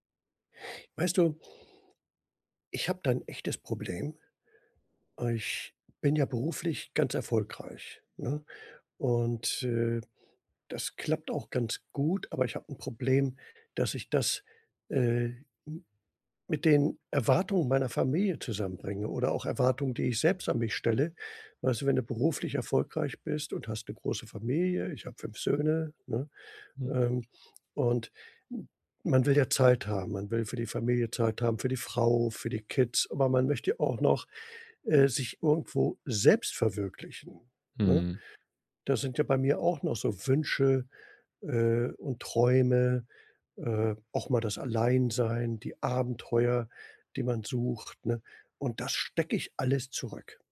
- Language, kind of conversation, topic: German, advice, Wie kann ich mich von Familienerwartungen abgrenzen, ohne meine eigenen Wünsche zu verbergen?
- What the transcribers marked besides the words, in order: other background noise